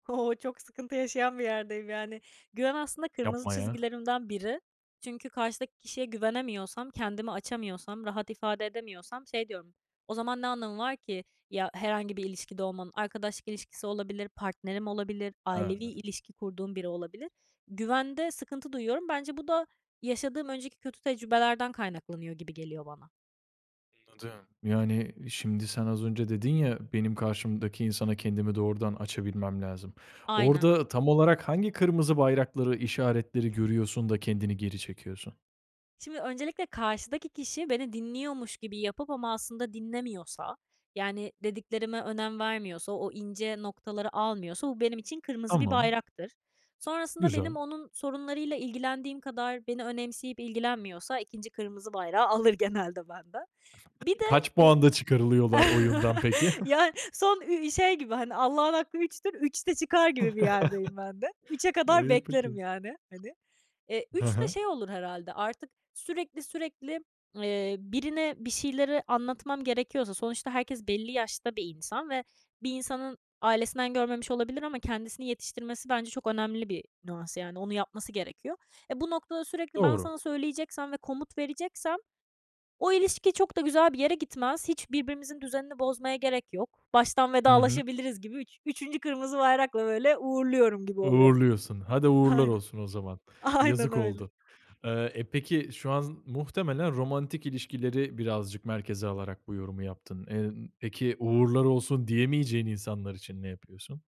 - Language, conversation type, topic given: Turkish, podcast, Bir ilişkide güveni nasıl inşa edersin?
- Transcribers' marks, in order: other background noise; laughing while speaking: "genelde"; chuckle; scoff; chuckle; laughing while speaking: "Aynen öyle"